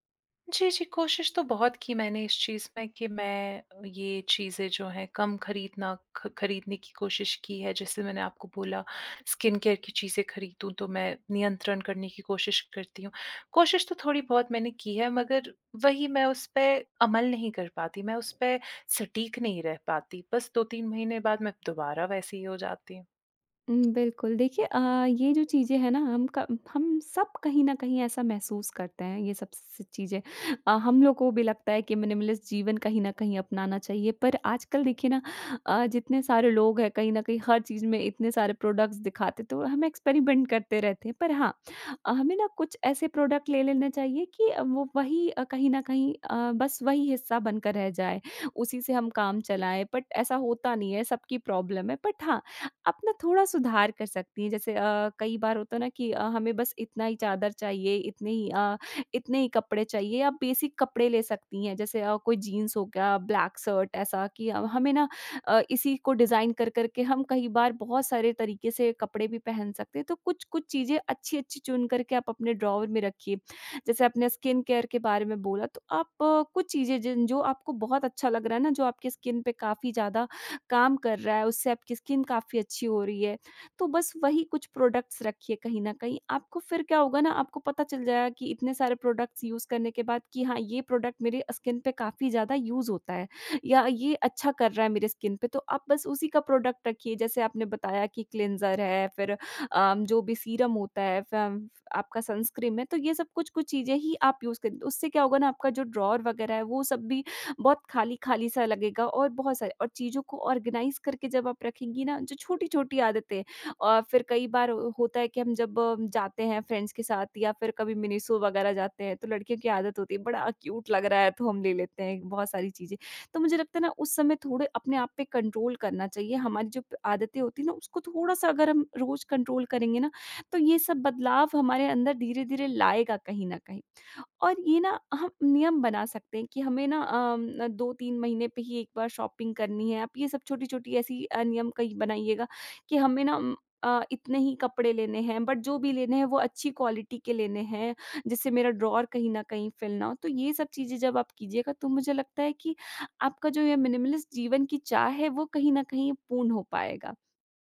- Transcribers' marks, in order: in English: "स्किन केयर"; other background noise; in English: "मिनिमलिस्ट"; in English: "प्रोडक्ट्स"; in English: "एक्सपेरिमेंट"; in English: "प्रोडक्ट"; in English: "बट"; in English: "प्रॉब्लम"; in English: "बट"; in English: "बेसिक"; in English: "ब्लैक"; in English: "डिज़ाइन"; in English: "ड्रॉवर"; in English: "स्किन केयर"; in English: "स्किन"; in English: "स्किन"; in English: "प्रोडक्ट्स"; tapping; in English: "प्रोडक्ट्स यूज़"; in English: "प्रोडक्ट"; in English: "स्किन"; in English: "यूज़"; in English: "स्किन"; in English: "प्रोडक्ट"; "सनस्क्रीन" said as "सन्स्क्रीम"; in English: "यूज़"; in English: "ड्रॉवर"; in English: "आर्गेनाइज़"; in English: "फ्रेंड्स"; in English: "क्यूट"; in English: "कंट्रोल"; in English: "कंट्रोल"; in English: "शॉपिंग"; in English: "बट"; in English: "क्वालिटी"; in English: "ड्रॉवर"; in English: "फिल"; in English: "मिनिमलिस्ट"
- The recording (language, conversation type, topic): Hindi, advice, मिनिमलिस्ट जीवन अपनाने की इच्छा होने पर भी आप शुरुआत क्यों नहीं कर पा रहे हैं?